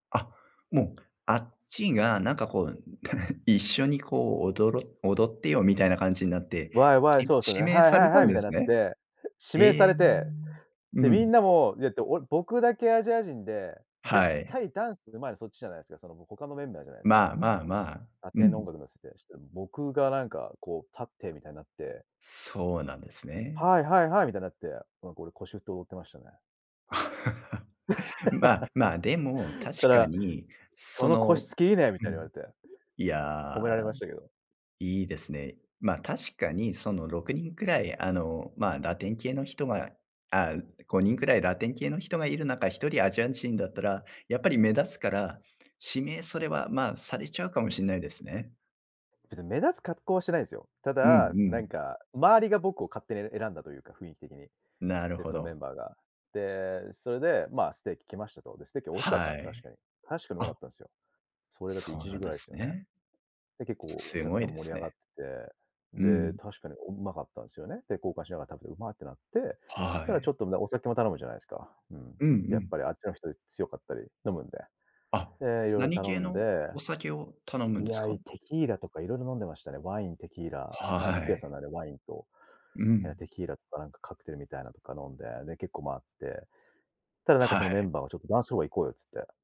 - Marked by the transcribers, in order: giggle; other noise; laugh
- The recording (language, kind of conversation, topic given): Japanese, podcast, 旅先での印象深い出会いについて話してくれる？